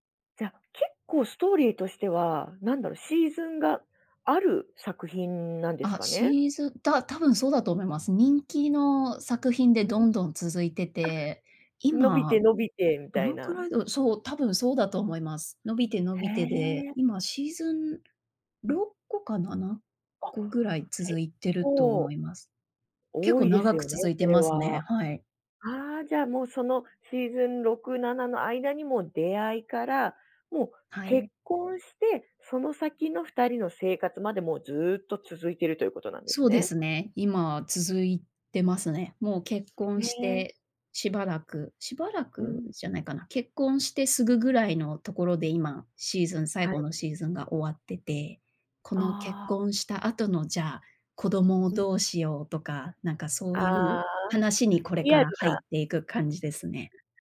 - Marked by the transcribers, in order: unintelligible speech
- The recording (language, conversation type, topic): Japanese, podcast, 最近ハマっているドラマは、どこが好きですか？